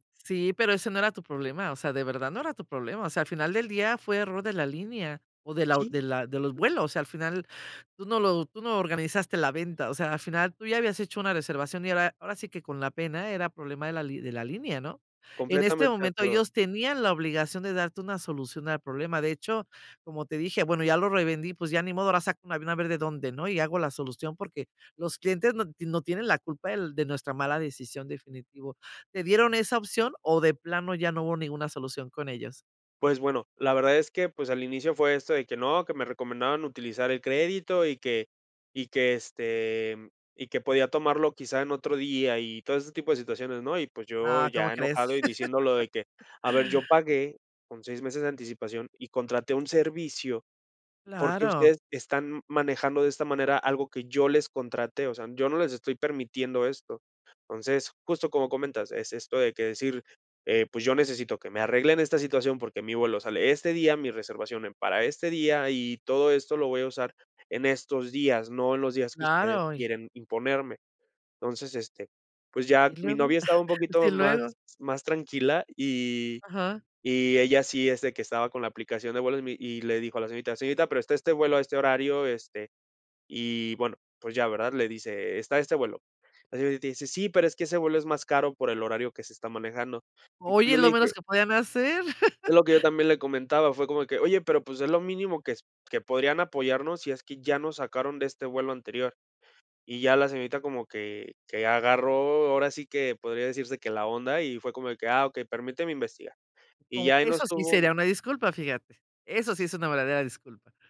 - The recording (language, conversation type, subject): Spanish, podcast, ¿Alguna vez te cancelaron un vuelo y cómo lo manejaste?
- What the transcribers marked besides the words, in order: laugh; laugh; laugh